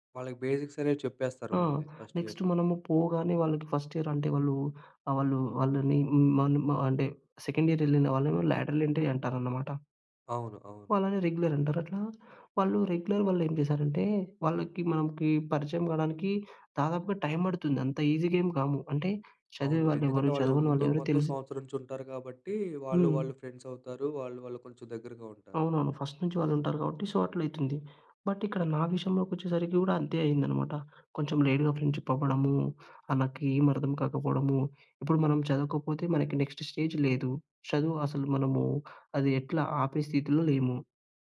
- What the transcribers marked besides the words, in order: in English: "బేసిక్స్"; in English: "నెక్స్ట్"; in English: "ఫస్ట్ ఇయర్‌లో"; in English: "ఫస్ట్ ఇయర్"; in English: "సెకండ్ ఇయర్"; in English: "లాడర్ ఎంట్రీ"; in English: "రెగ్యులర్"; in English: "రెగ్యులర్"; in English: "ఫ్రెండ్స్"; in English: "ఫస్ట్"; in English: "సో"; in English: "బట్"; in English: "లేట్‌గా ఫ్రెండ్‌షిప్"; in English: "నెక్స్ట్ స్టేజ్"
- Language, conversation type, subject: Telugu, podcast, మీ జీవితంలో జరిగిన ఒక పెద్ద మార్పు గురించి వివరంగా చెప్పగలరా?